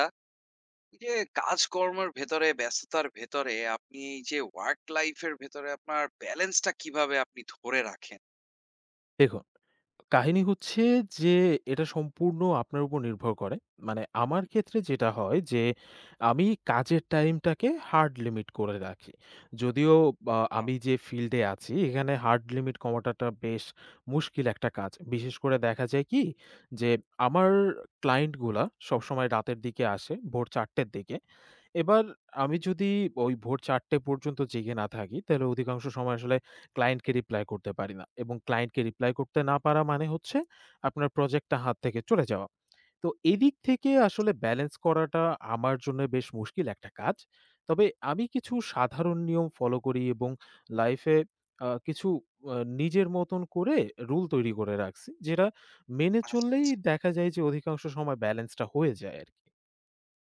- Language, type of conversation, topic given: Bengali, podcast, কাজ ও ব্যক্তিগত জীবনের ভারসাম্য বজায় রাখতে আপনি কী করেন?
- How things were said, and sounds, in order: tapping; "থাকি" said as "থাগি"; lip smack; "যেটা" said as "যেডা"; "আচ্ছা" said as "আচ্ছাছা"